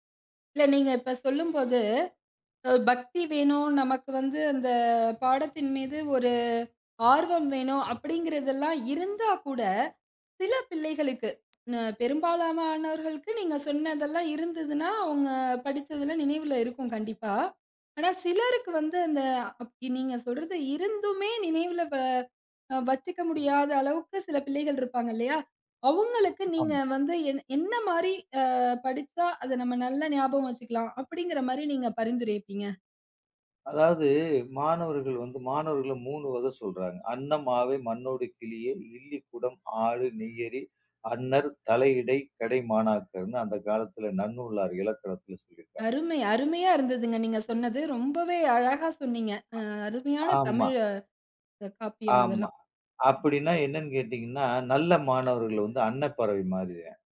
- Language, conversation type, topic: Tamil, podcast, பாடங்களை நன்றாக நினைவில் வைப்பது எப்படி?
- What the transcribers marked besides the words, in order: other noise